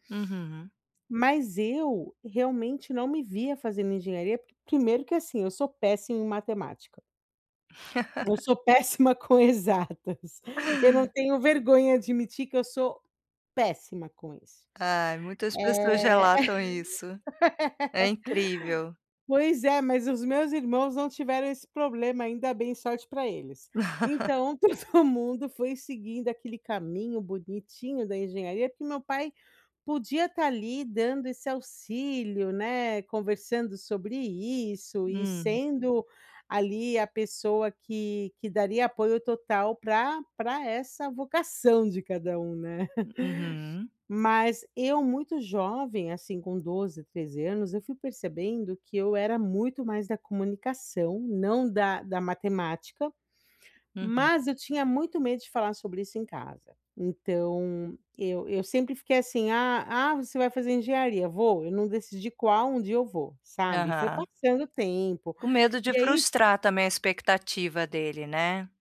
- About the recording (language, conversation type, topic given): Portuguese, advice, Como posso equilibrar meus desejos pessoais com a pressão da minha família?
- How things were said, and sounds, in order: laugh; laughing while speaking: "péssima com exatas"; laugh; stressed: "péssima"; laugh; laughing while speaking: "todo"; laugh; chuckle; tapping